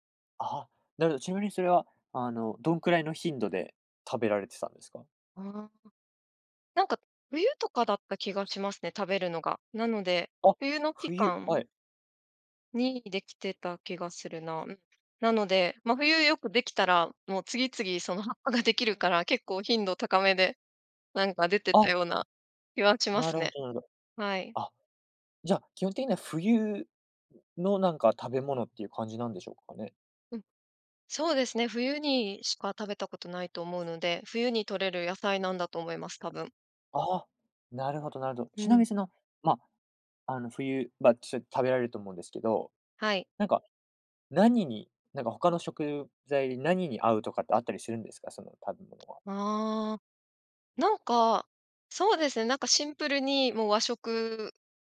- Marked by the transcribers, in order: other noise
- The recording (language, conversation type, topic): Japanese, podcast, おばあちゃんのレシピにはどんな思い出がありますか？